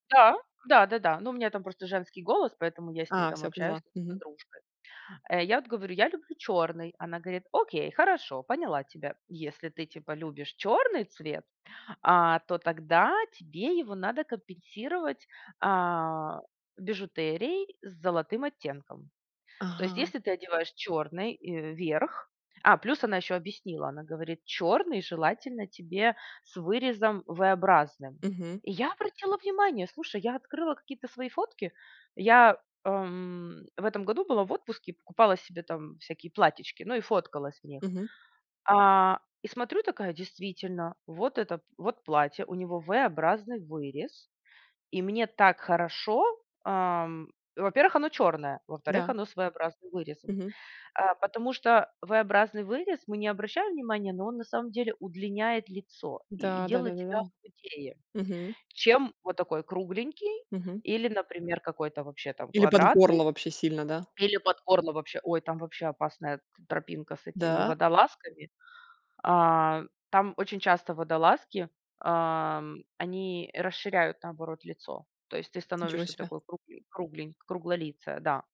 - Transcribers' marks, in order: tapping; other background noise
- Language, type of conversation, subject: Russian, podcast, Как работать с телом и одеждой, чтобы чувствовать себя увереннее?